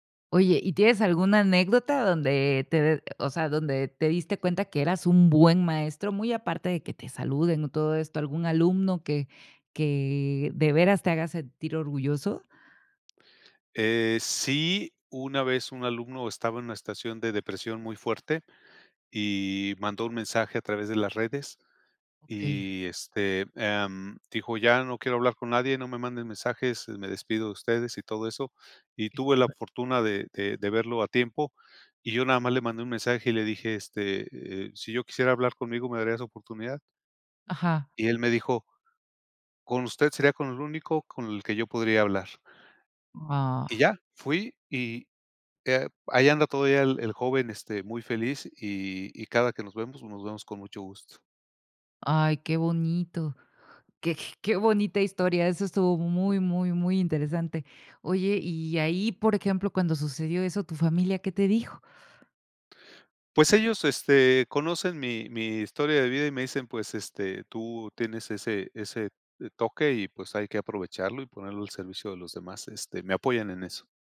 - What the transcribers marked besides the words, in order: none
- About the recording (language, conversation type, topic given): Spanish, podcast, ¿Cuál ha sido una decisión que cambió tu vida?